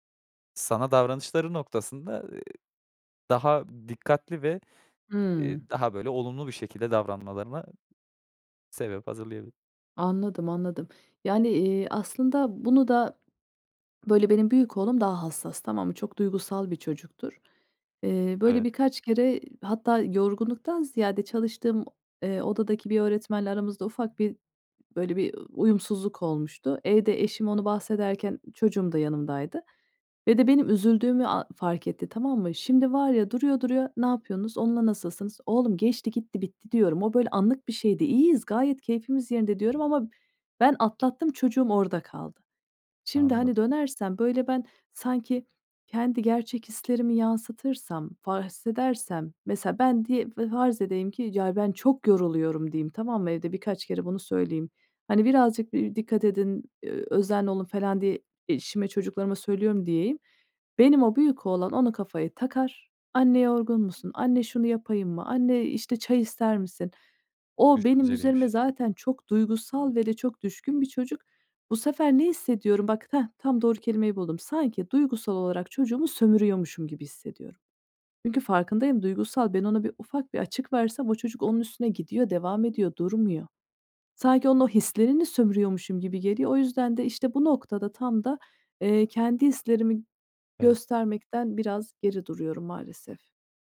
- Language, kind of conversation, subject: Turkish, advice, İş veya stres nedeniyle ilişkiye yeterince vakit ayıramadığınız bir durumu anlatır mısınız?
- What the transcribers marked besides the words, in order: other background noise